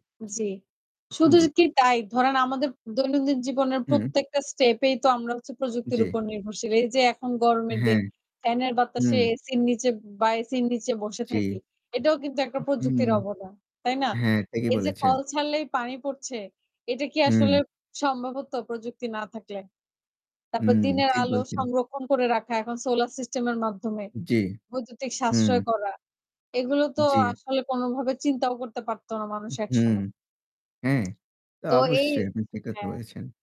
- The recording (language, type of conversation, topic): Bengali, unstructured, আপনার সবচেয়ে পছন্দের প্রযুক্তিগত উদ্ভাবন কোনটি?
- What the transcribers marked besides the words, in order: static; other background noise